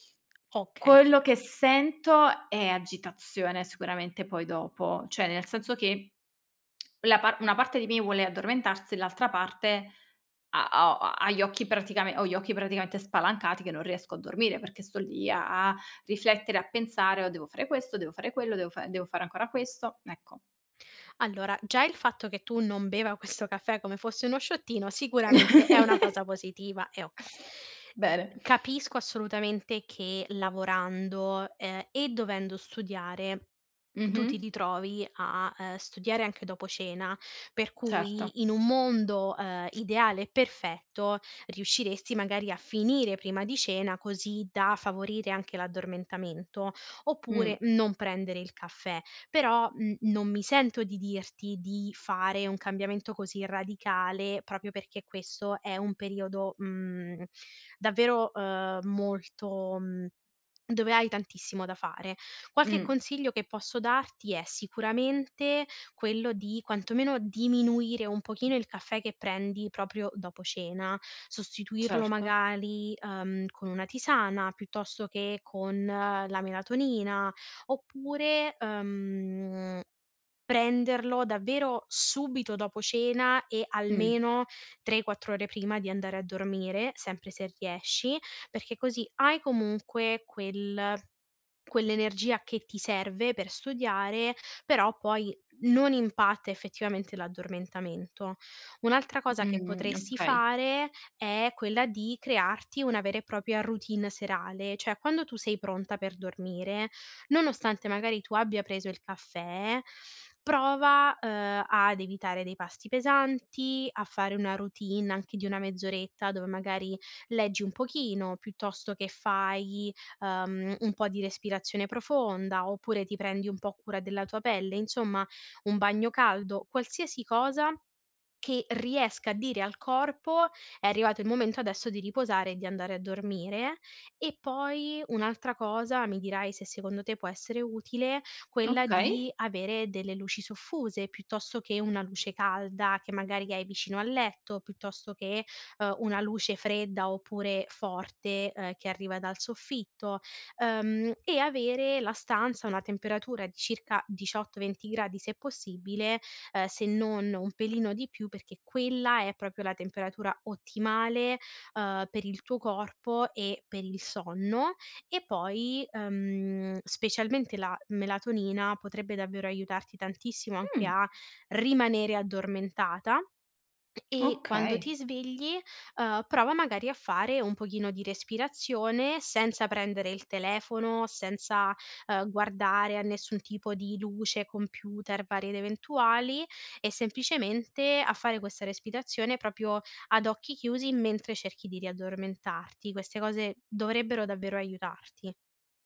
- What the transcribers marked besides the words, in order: other background noise; "cioè" said as "ceh"; lip smack; laugh; "proprio" said as "propio"; tapping; "magari" said as "magali"; "propria" said as "propia"; "proprio" said as "propio"; "proprio" said as "propio"
- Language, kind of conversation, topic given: Italian, advice, Perché mi sveglio ripetutamente durante la notte senza capirne il motivo?